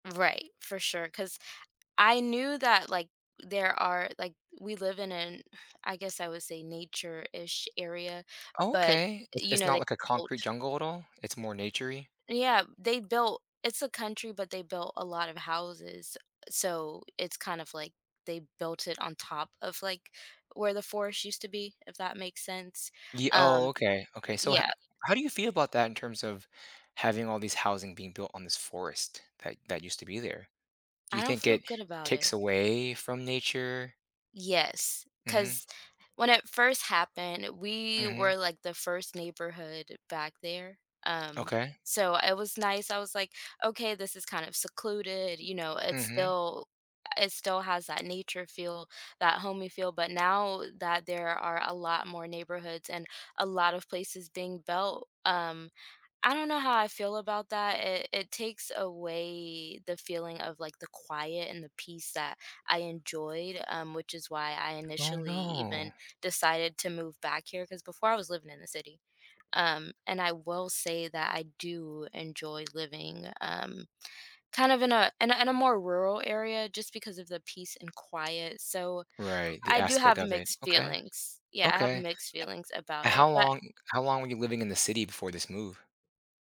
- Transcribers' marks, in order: sigh; tapping; other background noise; background speech
- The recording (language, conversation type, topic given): English, advice, How can I enjoy nature more during my walks?